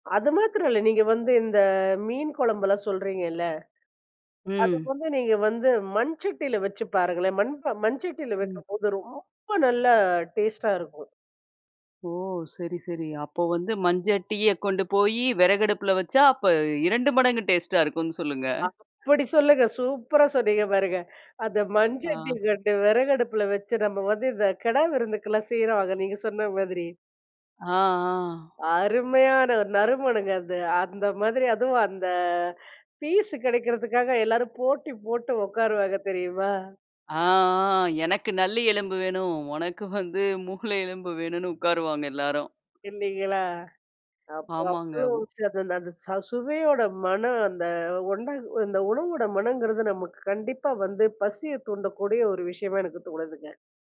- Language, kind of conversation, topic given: Tamil, podcast, உணவு சுடும் போது வரும் வாசனைக்கு தொடர்பான ஒரு நினைவை நீங்கள் பகிர முடியுமா?
- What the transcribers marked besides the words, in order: surprised: "ஓ! சரி, சரி"; laughing while speaking: "அப்ப இரண்டு மடங்கு டேஸ்ட்டா இருக்குன்னு சொல்லுங்க"; laughing while speaking: "அப்பிடி சொல்லுங்க. சூப்பரா சொன்னீங்க பாருங்க … நீங்க சொன்ன மாதிரி"; laughing while speaking: "அருமையான ஒரு நறுமணங்க அது. அந்த … போட்டு உட்காருவாங்க தெரியுமா?"; laughing while speaking: "எனக்கு நல்லி எலும்பு வேணும். உனக்கு வந்து மூளை எலும்பு வேணுனு உட்காருவாங்க எல்லாரும்"